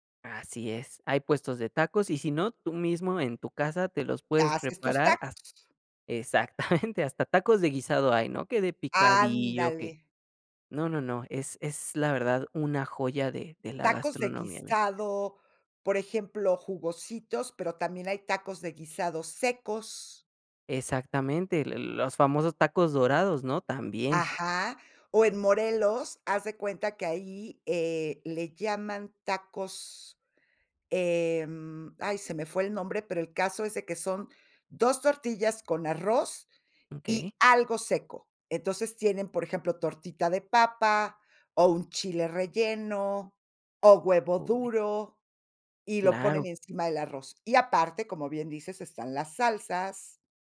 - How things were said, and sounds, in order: laughing while speaking: "exactamente"; chuckle
- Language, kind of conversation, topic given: Spanish, podcast, ¿Qué comida te conecta con tus raíces?